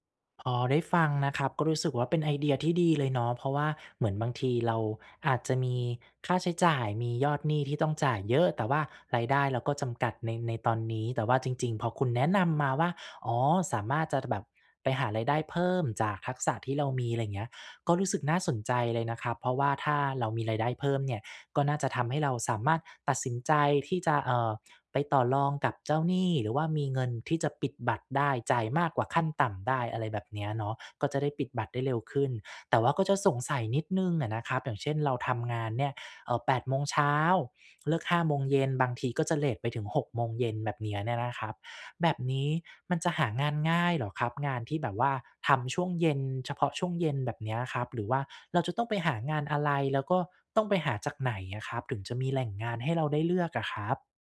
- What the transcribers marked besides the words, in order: none
- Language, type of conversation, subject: Thai, advice, ฉันควรจัดงบรายเดือนอย่างไรเพื่อให้ลดหนี้ได้อย่างต่อเนื่อง?